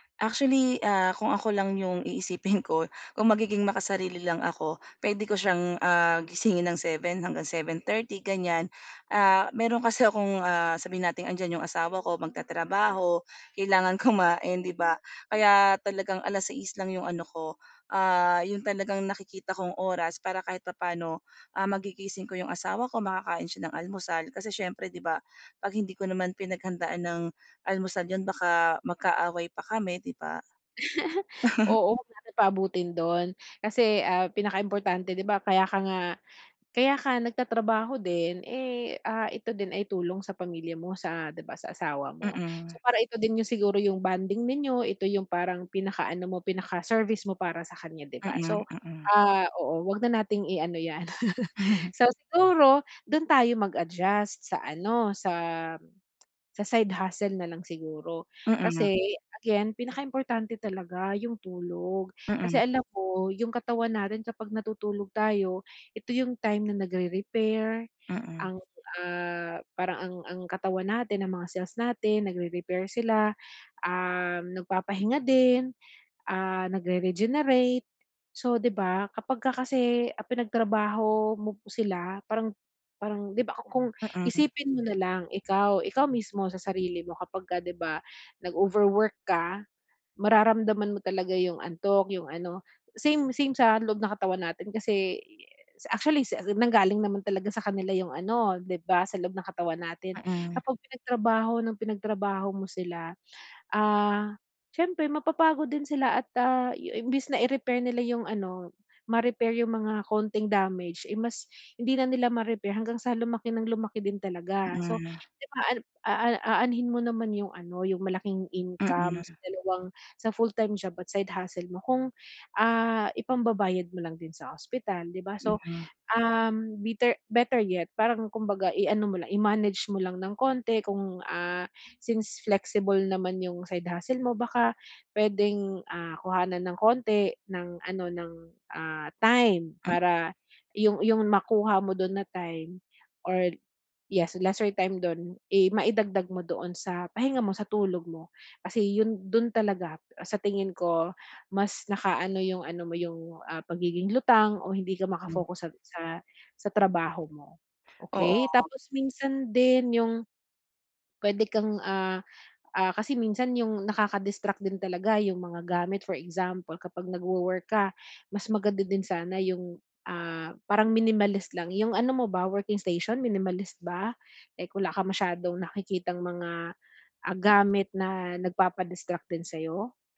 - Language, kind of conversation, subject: Filipino, advice, Paano ako makakapagpahinga agad para maibalik ang pokus?
- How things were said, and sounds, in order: laughing while speaking: "iisipin"; other background noise; chuckle; chuckle